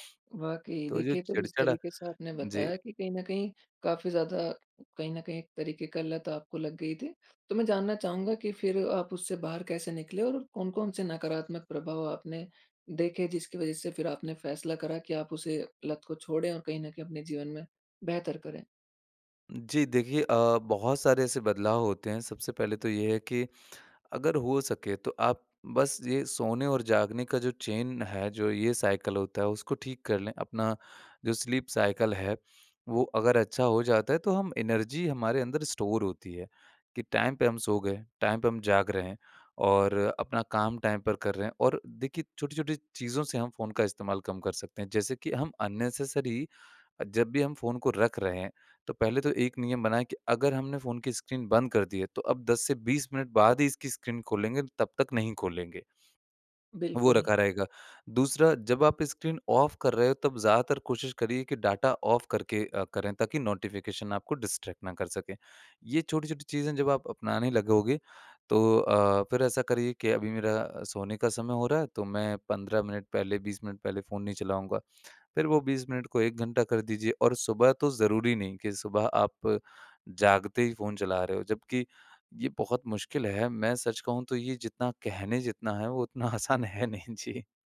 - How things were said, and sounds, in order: in English: "चेन"; in English: "साइकल"; in English: "स्लीप साइकिल"; in English: "एनर्जी"; in English: "स्टोर"; in English: "टाइम"; in English: "टाइम"; in English: "टाइम"; in English: "अननेसेसरी"; in English: "ऑफ़"; in English: "डाटा ऑफ़"; in English: "नोटिफ़िकेशन"; in English: "डिस्ट्रैक्ट"; laughing while speaking: "उतना आसान है नहीं। जी"
- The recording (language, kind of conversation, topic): Hindi, podcast, रात में फोन इस्तेमाल करने से आपकी नींद और मूड पर क्या असर पड़ता है?